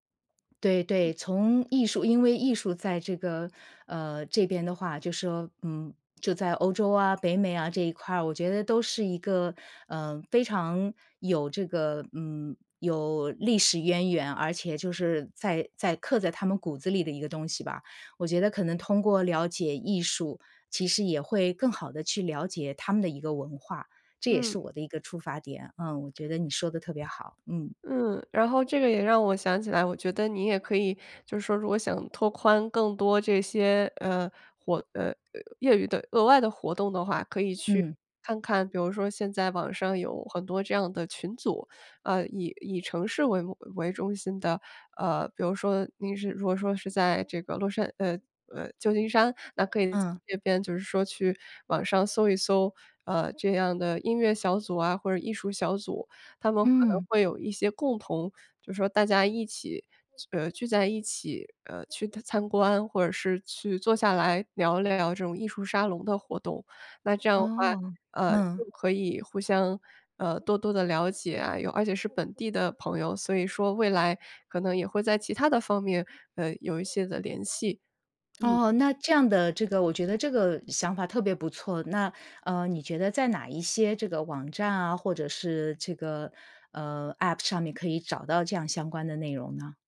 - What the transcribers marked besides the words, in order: tapping
- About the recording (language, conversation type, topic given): Chinese, advice, 我怎样在社区里找到归属感并建立连结？